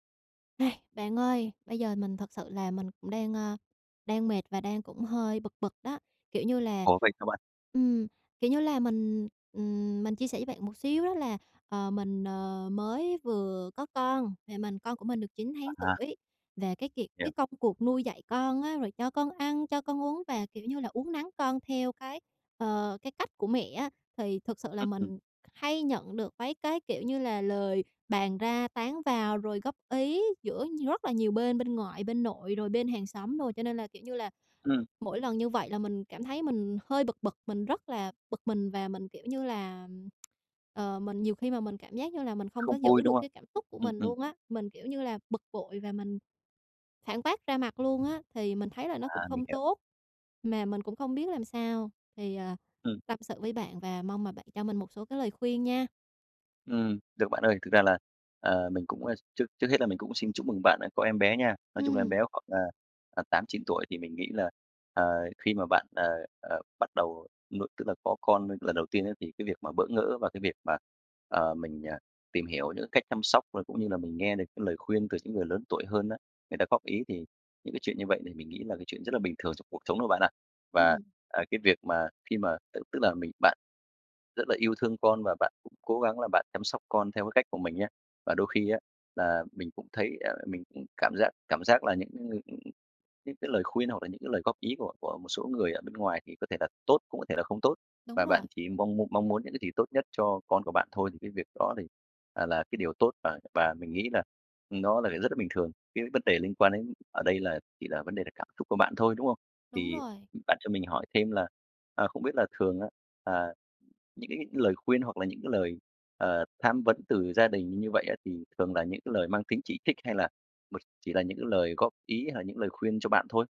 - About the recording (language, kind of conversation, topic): Vietnamese, advice, Làm sao để giữ bình tĩnh khi bị chỉ trích mà vẫn học hỏi được điều hay?
- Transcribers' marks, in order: tapping; tsk; other background noise